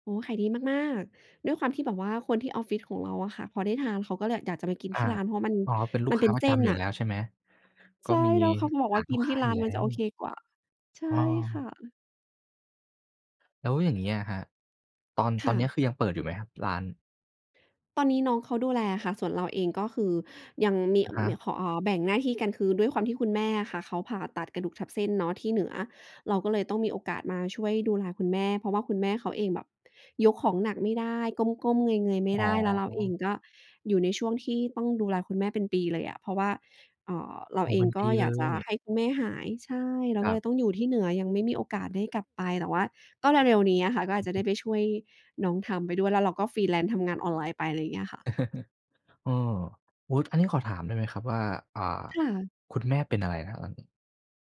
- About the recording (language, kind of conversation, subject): Thai, podcast, มีกลิ่นหรือรสอะไรที่ทำให้คุณนึกถึงบ้านขึ้นมาทันทีบ้างไหม?
- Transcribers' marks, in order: in English: "freelance"; chuckle